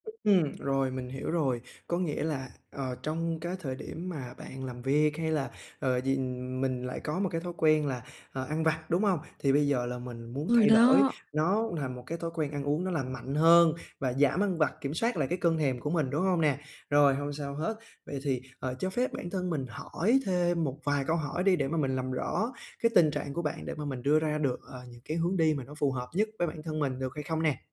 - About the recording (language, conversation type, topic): Vietnamese, advice, Làm sao để giảm ăn vặt và kiểm soát cơn thèm?
- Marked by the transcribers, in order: tapping